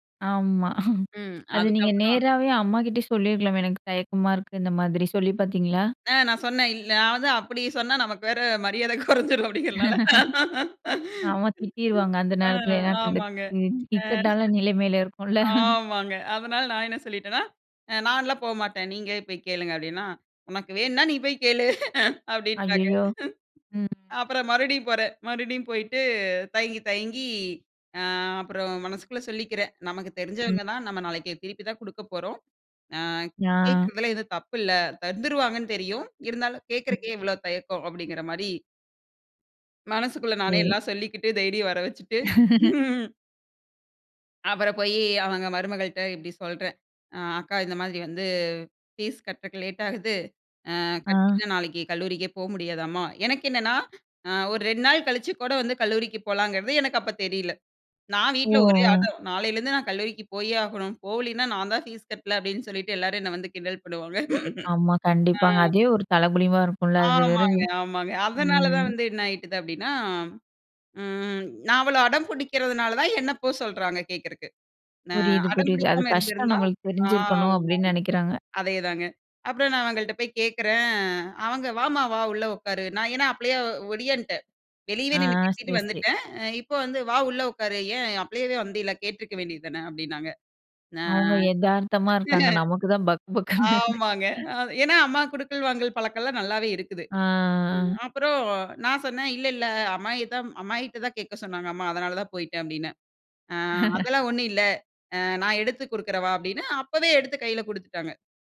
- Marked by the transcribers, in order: chuckle; laughing while speaking: "மரியாத கொறஞ்ரும் அப்டிங்கிறனால. ஆ ஆமாங்க. அ ஆமாங்க"; laugh; chuckle; laugh; chuckle; laugh; drawn out: "ஓ!"; laugh; chuckle; laughing while speaking: "பக் பக்னு இருக்கு"; drawn out: "ஆ"; laugh; "குடுத்துறவா" said as "குடுக்றவா"
- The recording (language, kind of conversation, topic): Tamil, podcast, சுயமாக உதவி கேட்க பயந்த தருணத்தை நீங்கள் எப்படி எதிர்கொண்டீர்கள்?